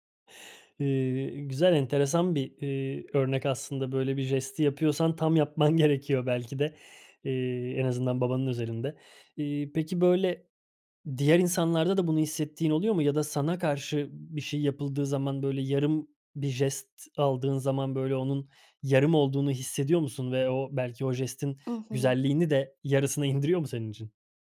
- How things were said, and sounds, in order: none
- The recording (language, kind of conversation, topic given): Turkish, podcast, Aile içinde gerçekten işe yarayan küçük jestler hangileridir?